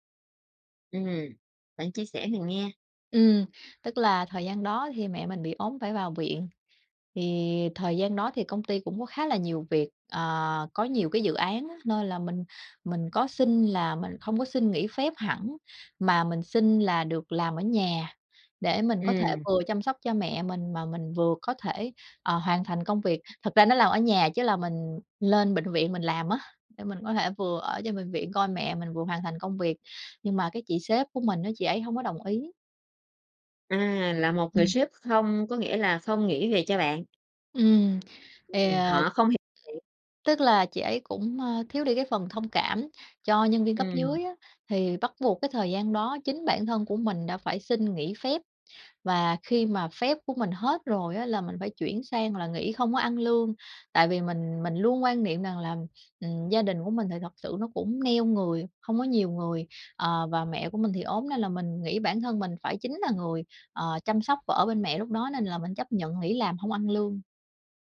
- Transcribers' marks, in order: tapping
- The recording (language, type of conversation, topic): Vietnamese, podcast, Bạn cân bằng giữa gia đình và công việc ra sao khi phải đưa ra lựa chọn?